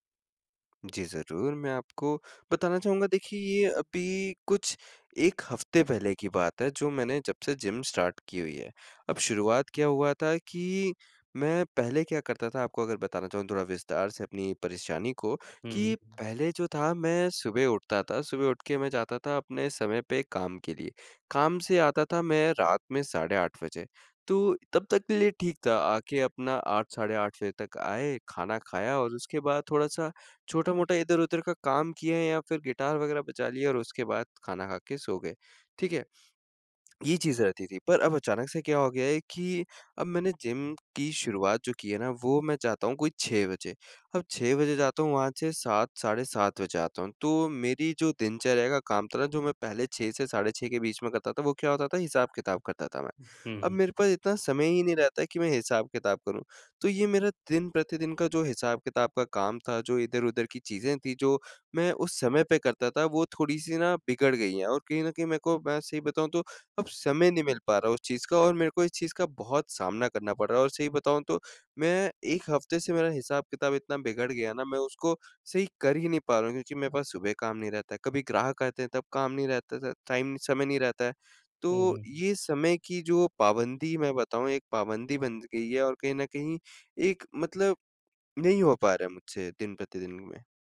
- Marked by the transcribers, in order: in English: "जिम स्टार्ट"; other background noise; in English: "टाइम"
- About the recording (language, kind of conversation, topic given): Hindi, advice, दिनचर्या में अचानक बदलाव को बेहतर तरीके से कैसे संभालूँ?